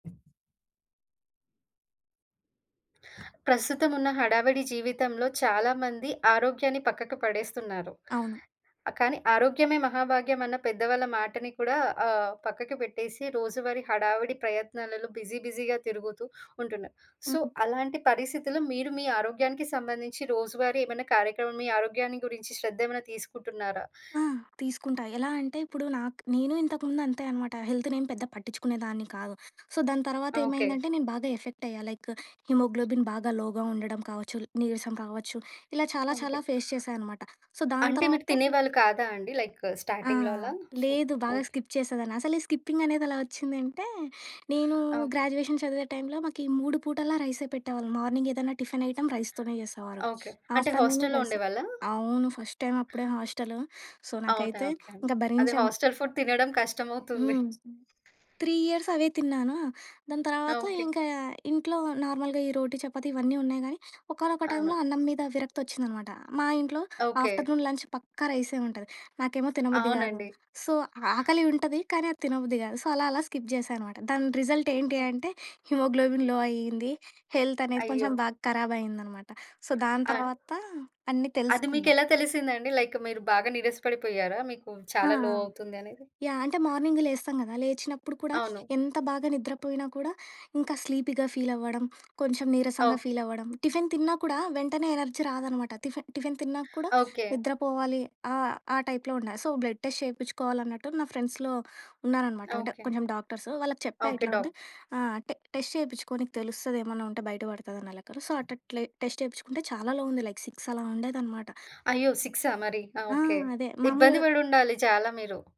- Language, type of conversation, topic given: Telugu, podcast, ఆరోగ్యాన్ని మెరుగుపరచడానికి రోజూ చేయగల చిన్నచిన్న అలవాట్లు ఏమేవి?
- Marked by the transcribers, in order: other noise; in English: "బిజీ బిజీ‌గా"; in English: "సో"; in English: "హెల్త్"; in English: "సో"; in English: "ఎఫెక్ట్"; in English: "లైక్ హిమోగ్లోబిన్"; other background noise; in English: "లోగా"; in English: "ఫేస్"; in English: "సో"; in English: "లైక్ స్టార్టింగ్‌లో"; in English: "స్కిప్"; in English: "స్కిప్పింగ్"; in English: "గ్రాడ్యుయేషన్"; in English: "మార్నింగ్"; in English: "ఐటెమ్"; in English: "హాస్టల్‌లో"; in English: "రైస్"; in English: "ఫస్ట్ టైమ్"; in English: "సో"; in English: "హాస్టల్ ఫుడ్"; in English: "త్రీ ఇయర్స్"; in English: "నార్మల్‌గా"; tapping; in English: "ఆఫ్టర్‌నూన్ లంచ్"; in English: "సో"; in English: "సో"; in English: "స్కిప్"; in English: "రిజల్ట్"; in English: "హిమోగ్లోబిన్‌లో"; in English: "హెల్త్"; in English: "సో"; in English: "లైక్"; in English: "లో"; in English: "మార్నింగ్"; in English: "స్లీపీగా ఫీల్"; in English: "ఫీల్"; in English: "ఎనర్జీ"; in English: "టైప్‌లో"; in English: "సో, బ్లడ్ టెస్ట్"; in English: "ఫ్రెండ్స్‌లో"; in English: "డాక్టర్స్"; in English: "టె టెస్ట్"; in English: "సో"; in English: "టెస్ట్"; in English: "లో"; in English: "లైక్ సిక్స్"